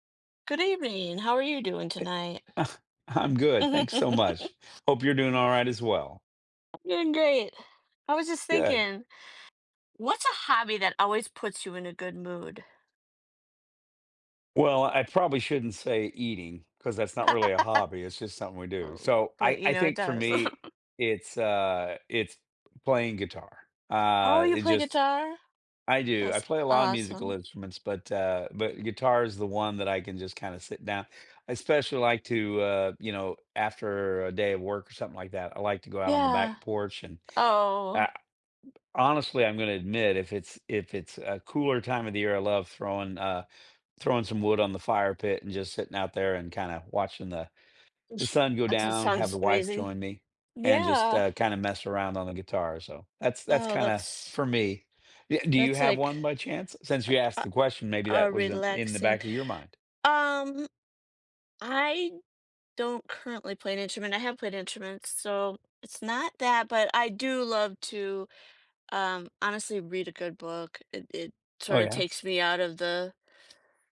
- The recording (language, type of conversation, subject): English, unstructured, How do your favorite hobbies improve your mood or well-being?
- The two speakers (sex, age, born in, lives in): female, 50-54, United States, United States; male, 60-64, United States, United States
- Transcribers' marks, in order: chuckle; giggle; other background noise; laugh; chuckle; tapping